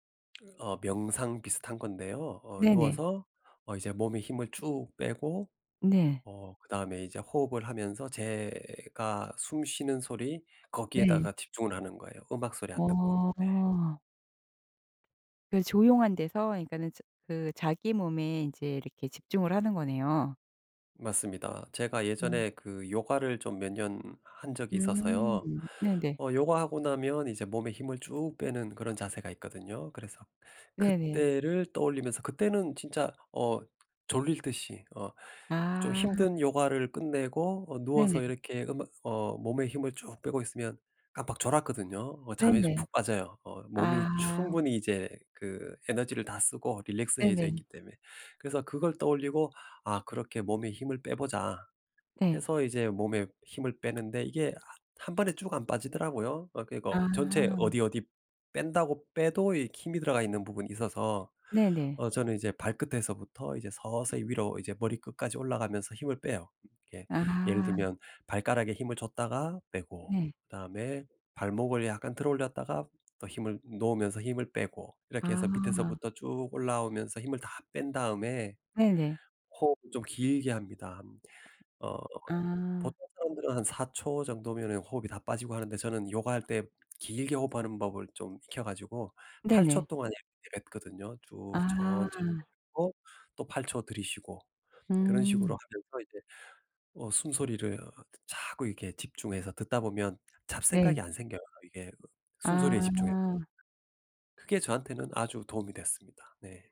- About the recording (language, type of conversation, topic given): Korean, podcast, 수면 리듬을 회복하려면 어떻게 해야 하나요?
- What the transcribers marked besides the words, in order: other background noise; tapping; in English: "릴렉스해져"